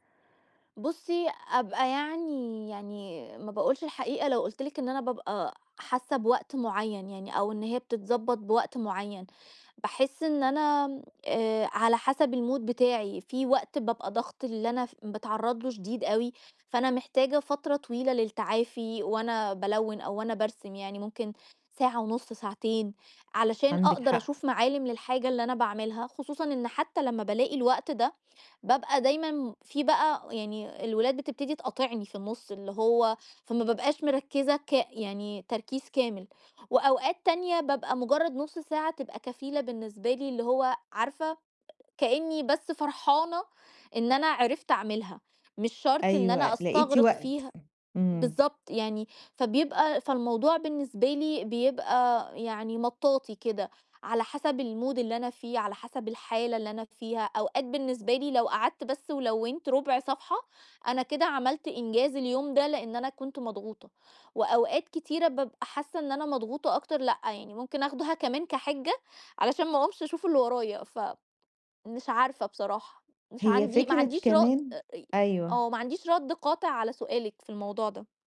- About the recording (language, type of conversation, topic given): Arabic, advice, إزاي ألاقي وقت للهوايات والترفيه وسط الشغل والدراسة والالتزامات التانية؟
- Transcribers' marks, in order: tapping; in English: "الmood"; in English: "الmood"